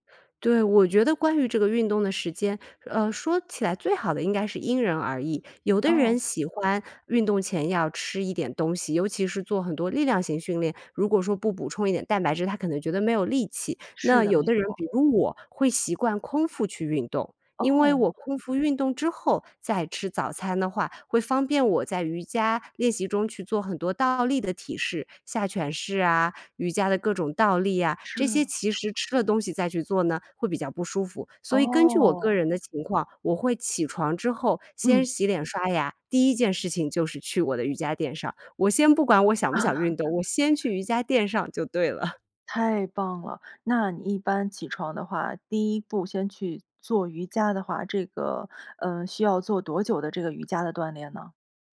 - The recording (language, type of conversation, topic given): Chinese, podcast, 说说你的晨间健康习惯是什么？
- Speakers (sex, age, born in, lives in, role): female, 30-34, China, United States, guest; female, 45-49, China, United States, host
- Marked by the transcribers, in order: other background noise; laugh; laughing while speaking: "就对了"